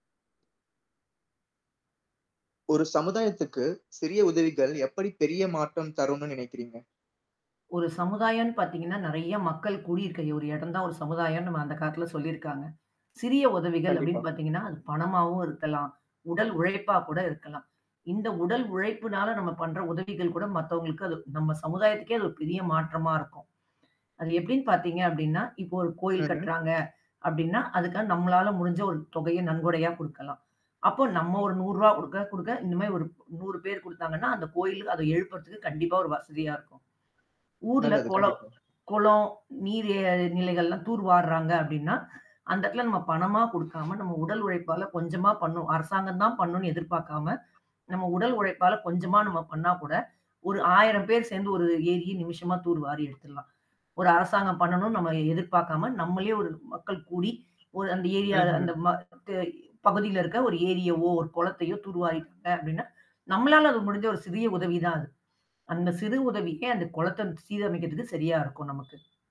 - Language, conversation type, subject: Tamil, podcast, ஒரு சமூகத்தில் செய்யப்படும் சிறிய உதவிகள் எப்படி பெரிய மாற்றத்தை உருவாக்கும் என்று நீங்கள் நினைக்கிறீர்கள்?
- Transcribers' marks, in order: tapping; mechanical hum; static; other background noise; other noise; distorted speech; horn